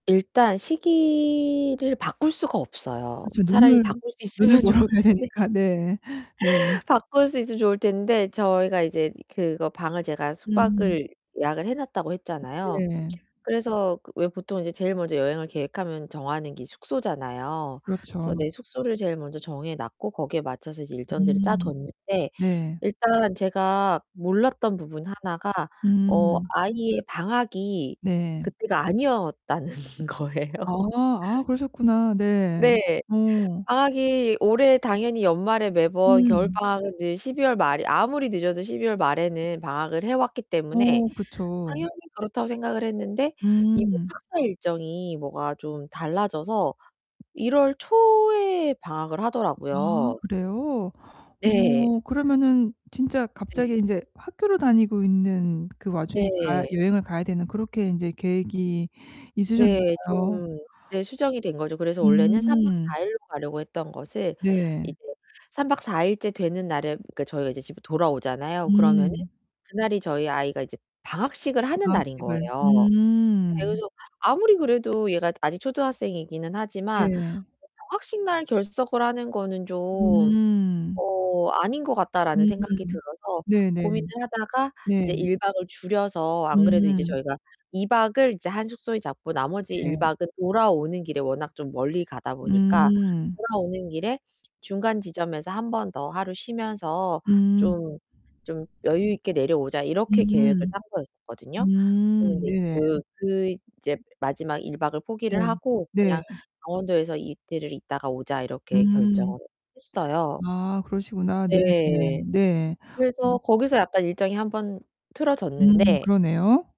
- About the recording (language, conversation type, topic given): Korean, advice, 여행 계획이 갑자기 바뀔 때 어떻게 유연하게 대처하면 좋을까요?
- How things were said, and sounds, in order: laughing while speaking: "좋을텐데"; laughing while speaking: "보러 가야 되니까"; other background noise; distorted speech; laughing while speaking: "아니었다는 거예요"; tapping